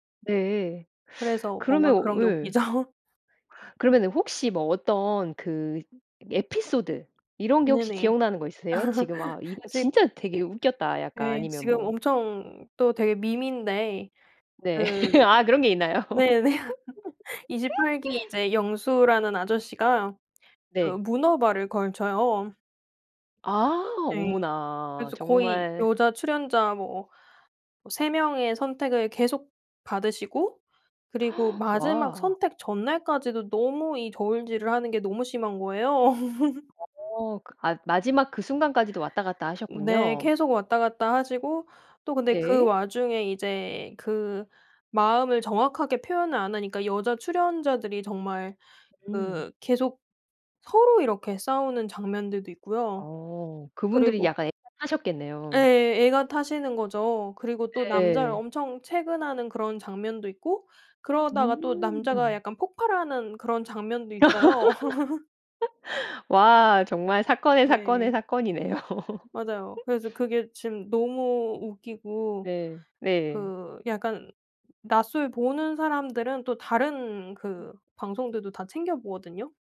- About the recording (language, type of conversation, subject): Korean, podcast, 누군가에게 추천하고 싶은 도피용 콘텐츠는?
- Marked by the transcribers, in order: laughing while speaking: "웃기죠"; other background noise; laugh; laugh; laughing while speaking: "아 그런 게 있나요?"; laugh; laugh; gasp; laugh; laugh; laugh; tapping